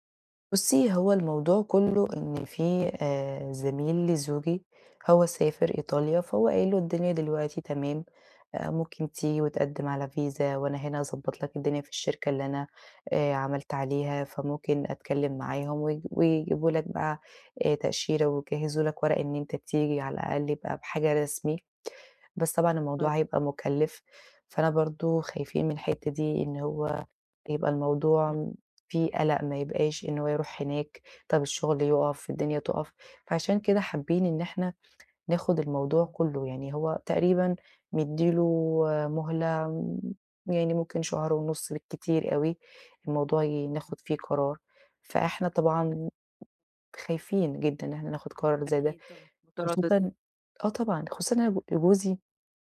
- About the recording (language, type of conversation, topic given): Arabic, advice, إزاي أخد قرار مصيري دلوقتي عشان ما أندمش بعدين؟
- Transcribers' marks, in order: other background noise; in English: "فيزا"; unintelligible speech; unintelligible speech; tapping